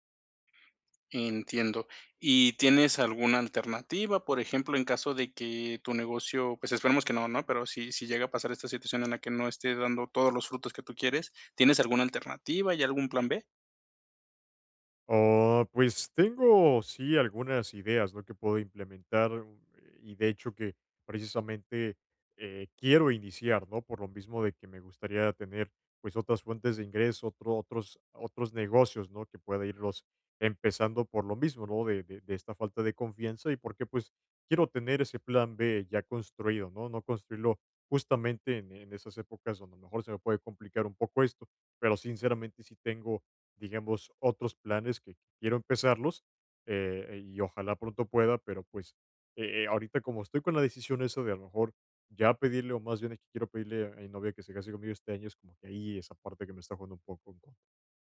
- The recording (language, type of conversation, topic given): Spanish, advice, ¿Cómo puedo aprender a confiar en el futuro otra vez?
- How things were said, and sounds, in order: other background noise